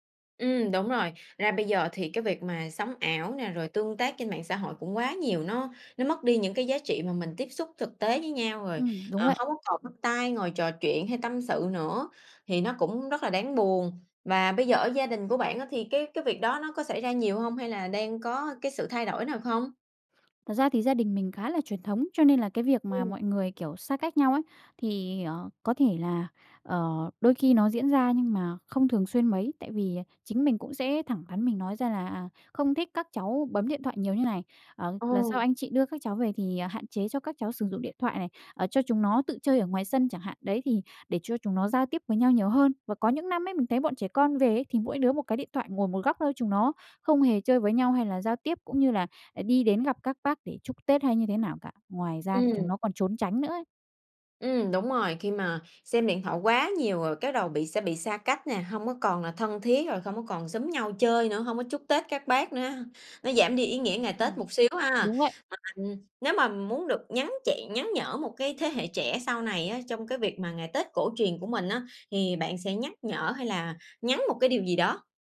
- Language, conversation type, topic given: Vietnamese, podcast, Bạn có thể kể về một kỷ niệm Tết gia đình đáng nhớ của bạn không?
- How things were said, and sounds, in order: tapping; other background noise